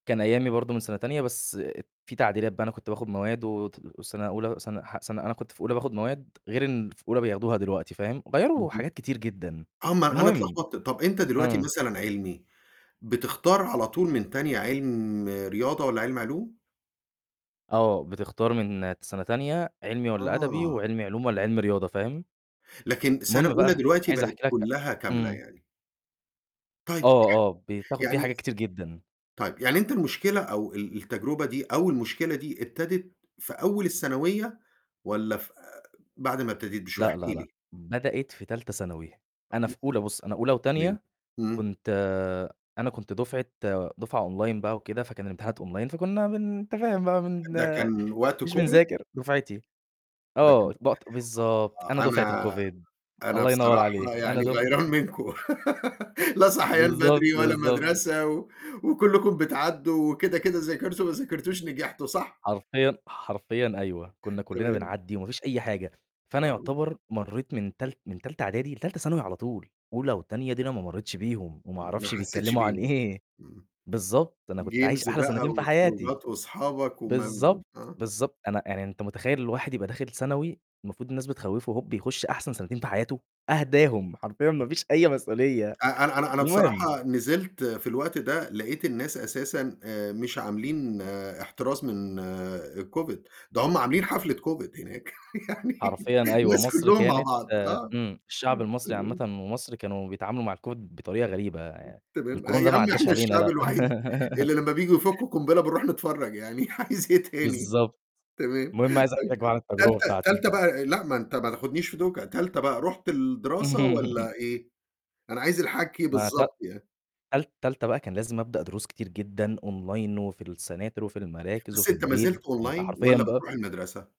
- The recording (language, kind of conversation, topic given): Arabic, podcast, احكيلي عن تجربة اضطريت تتأقلم معاها بسرعة، كانت إزاي؟
- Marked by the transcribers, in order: other noise; in English: "Online"; in English: "Online"; distorted speech; laughing while speaking: "غيران منكم لا صحيان بدري ولا مَدرسة"; laugh; tapping; in English: "Games"; laugh; laughing while speaking: "يعني الناس كلّهم مع بعض، آه"; laugh; laughing while speaking: "عايز إيه تاني"; laugh; in English: "Online"; in English: "السناتر"; in English: "Online"